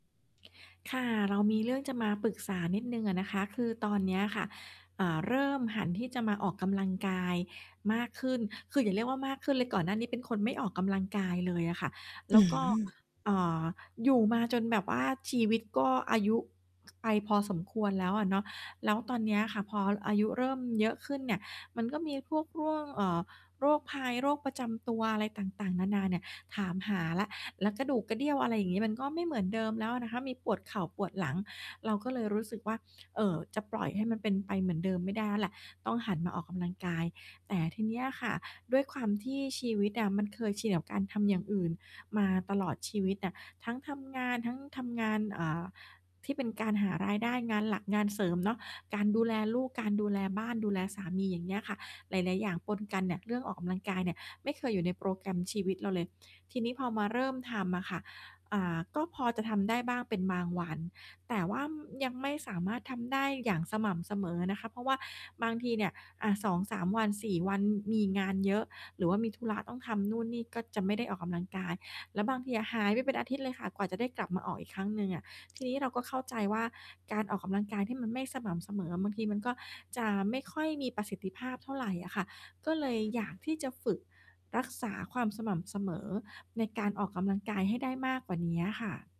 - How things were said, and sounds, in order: distorted speech; other background noise
- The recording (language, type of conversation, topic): Thai, advice, ฉันจะรักษาความสม่ำเสมอในการออกกำลังกายและการเรียนท่ามกลางอุปสรรคได้อย่างไร?